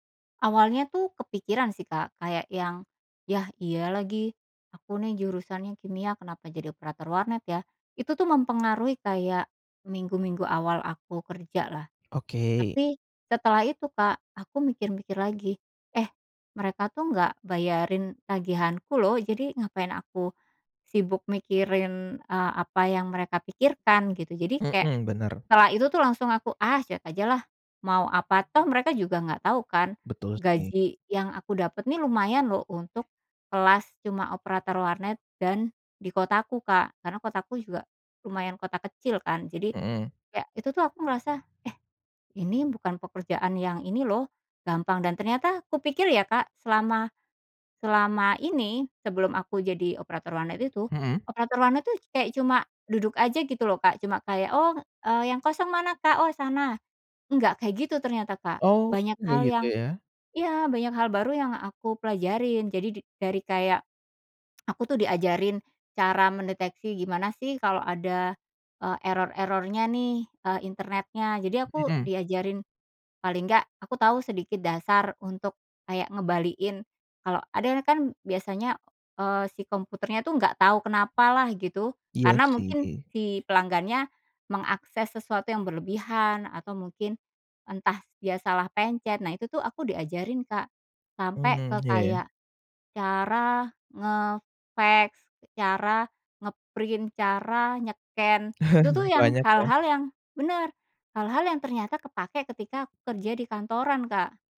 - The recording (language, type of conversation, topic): Indonesian, podcast, Bagaimana rasanya mendapatkan pekerjaan pertama Anda?
- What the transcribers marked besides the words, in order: other background noise; tongue click; "ngembaliin" said as "ngebaliin"; in English: "nge-print"; in English: "nye-scan"; chuckle